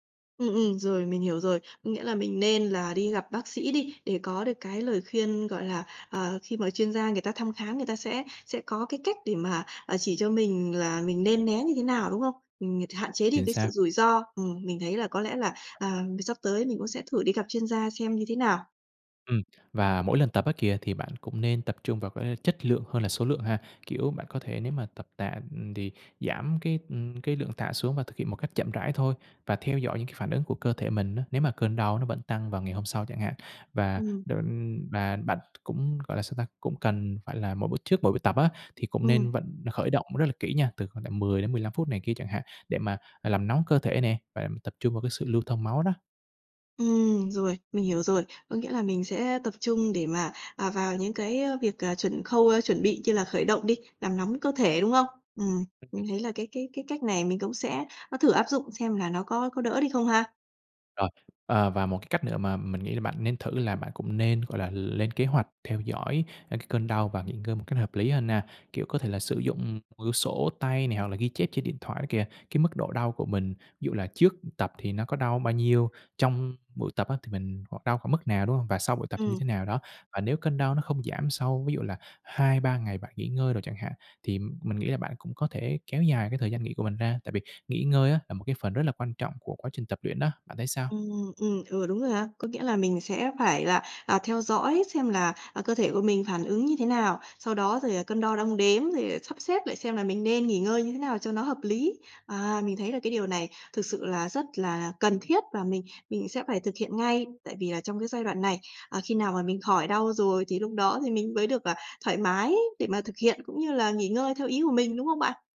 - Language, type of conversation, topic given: Vietnamese, advice, Tôi bị đau lưng khi tập thể dục và lo sẽ làm nặng hơn, tôi nên làm gì?
- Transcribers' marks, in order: tapping; other background noise